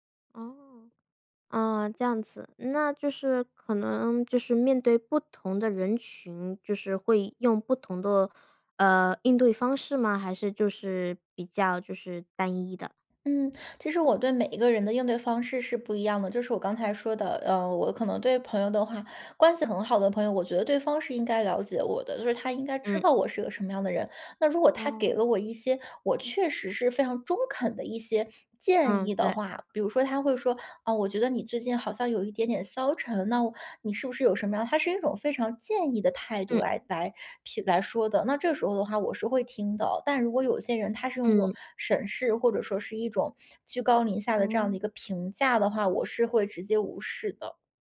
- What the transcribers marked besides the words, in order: none
- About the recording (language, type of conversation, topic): Chinese, podcast, 你会如何应对别人对你变化的评价？